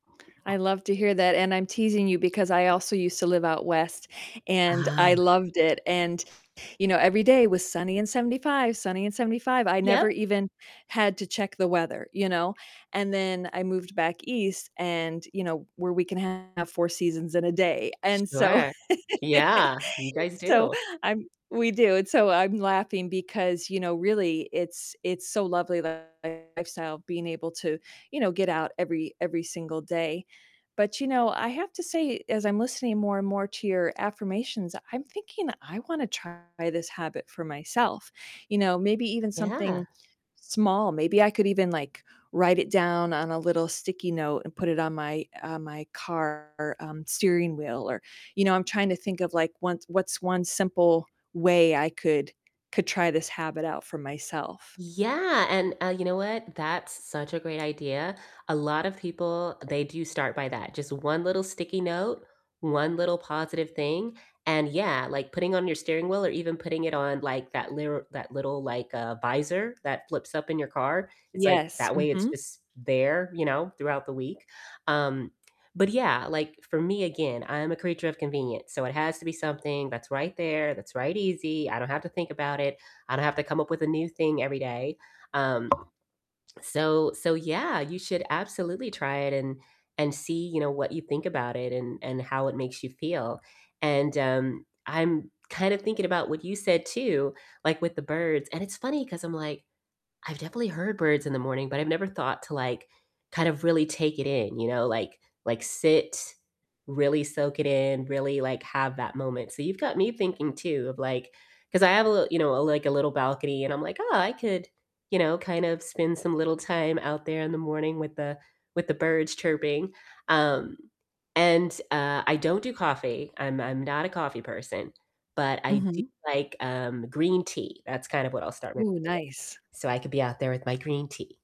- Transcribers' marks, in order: other background noise; distorted speech; chuckle; tapping; static
- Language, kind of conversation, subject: English, unstructured, What morning rituals set a positive tone for your day, and how can we learn from each other?
- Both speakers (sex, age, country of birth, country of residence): female, 45-49, United States, United States; female, 50-54, United States, United States